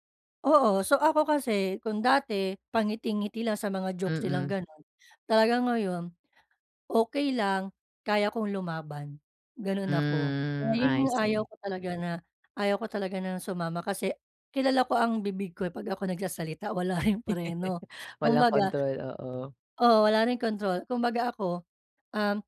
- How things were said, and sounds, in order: laugh
- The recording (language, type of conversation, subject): Filipino, advice, Paano ako magiging mas komportable kapag dumadalo sa mga salu-salo at pagdiriwang?